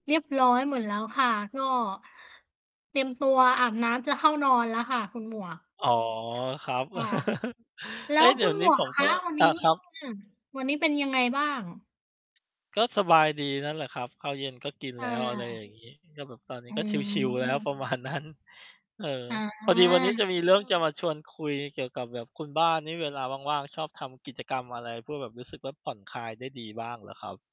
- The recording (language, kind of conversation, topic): Thai, unstructured, กิจกรรมอะไรช่วยให้คุณผ่อนคลายได้ดีที่สุด?
- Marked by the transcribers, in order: other background noise; chuckle; background speech; tapping; laughing while speaking: "มาณนั้น"